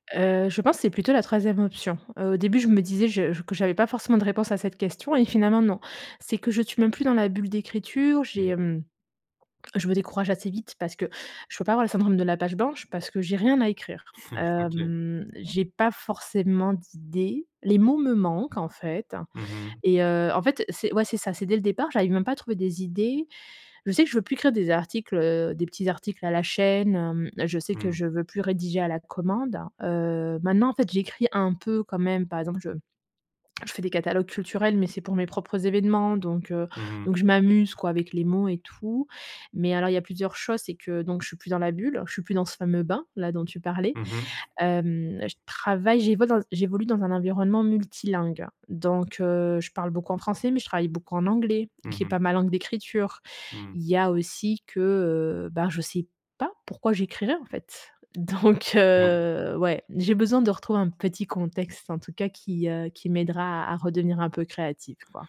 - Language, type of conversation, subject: French, advice, Comment surmonter le doute sur son identité créative quand on n’arrive plus à créer ?
- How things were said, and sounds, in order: chuckle; tapping; stressed: "pas"; unintelligible speech